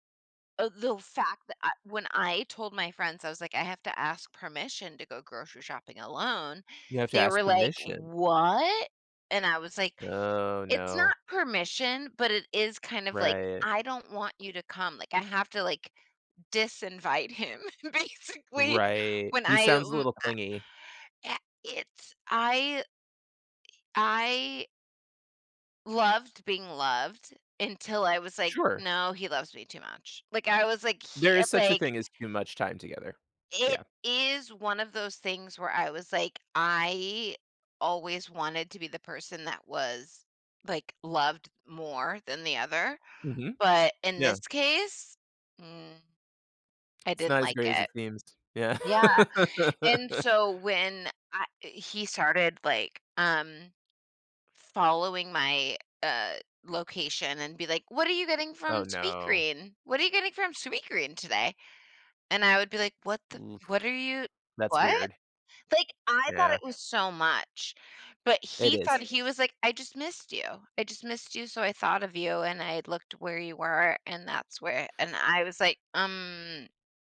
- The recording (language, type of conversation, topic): English, unstructured, How can I balance giving someone space while staying close to them?
- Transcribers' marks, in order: drawn out: "Oh"; drawn out: "What?"; other background noise; laughing while speaking: "basically"; inhale; tapping; laugh; put-on voice: "What are you getting from … from Sweetgreen today?"